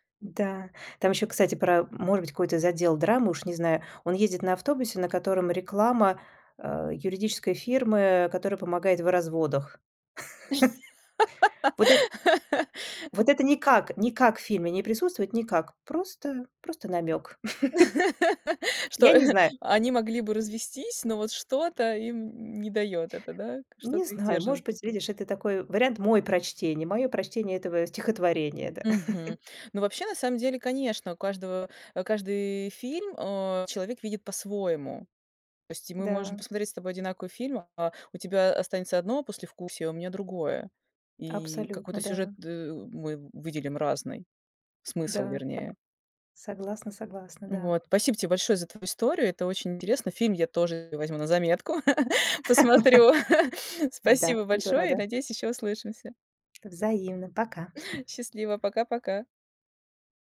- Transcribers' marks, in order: laugh; laugh; laugh; tapping; laugh; laugh
- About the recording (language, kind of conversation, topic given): Russian, podcast, Что делает финал фильма по-настоящему удачным?